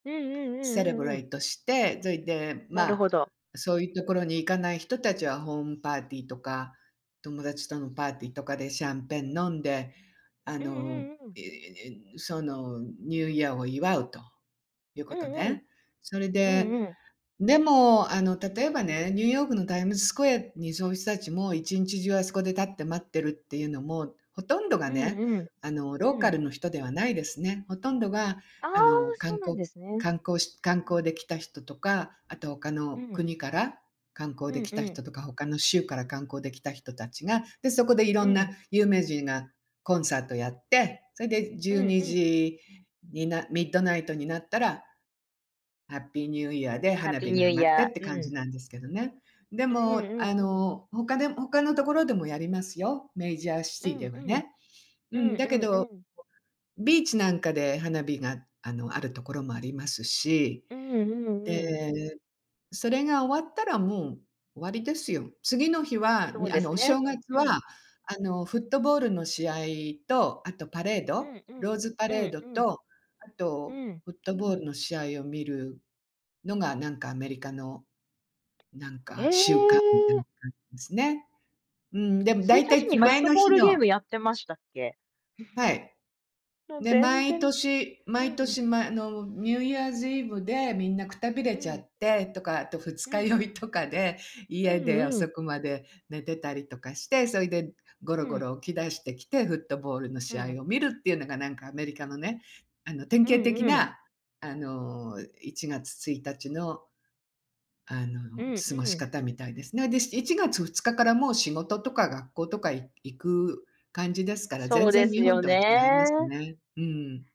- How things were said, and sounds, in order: other background noise; in English: "セレブレイト"; in English: "ハッピーニューイヤー"; in English: "メイジャーシティ"; chuckle; in English: "ニューイヤーズイブ"
- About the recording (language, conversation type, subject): Japanese, unstructured, お正月はどのように過ごしますか？